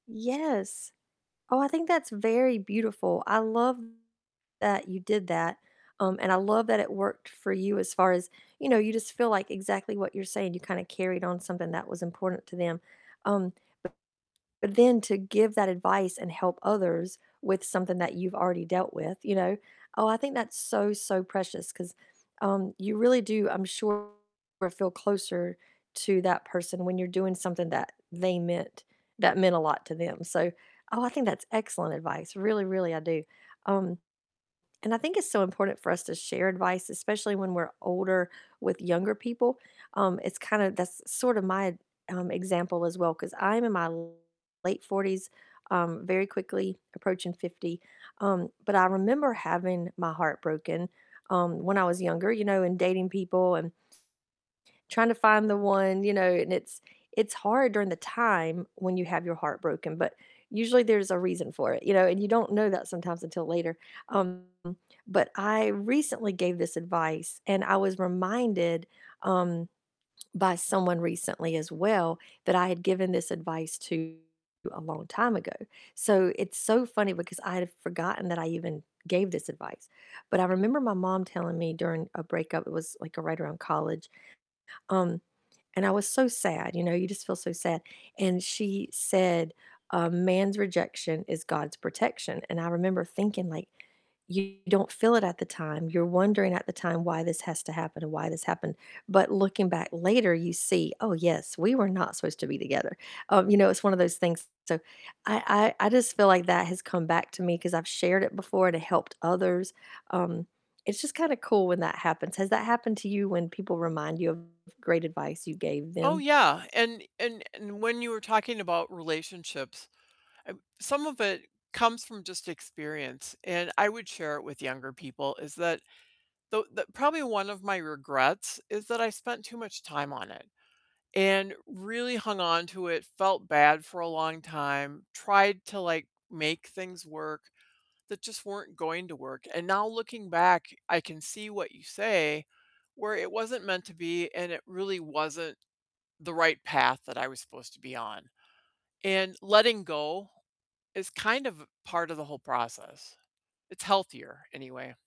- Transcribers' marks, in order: static; distorted speech; other background noise; tapping
- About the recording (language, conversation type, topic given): English, unstructured, What is the best advice you actually use regularly?